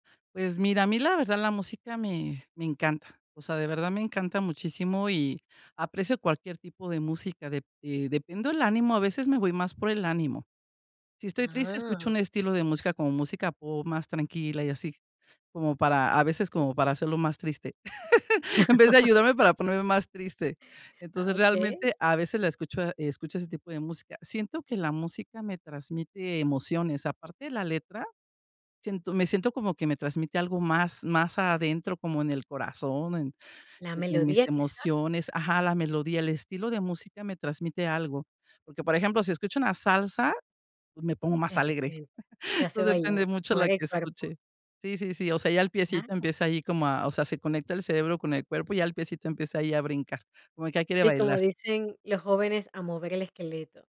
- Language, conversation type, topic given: Spanish, podcast, ¿Por qué te apasiona la música?
- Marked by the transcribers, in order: laugh; laugh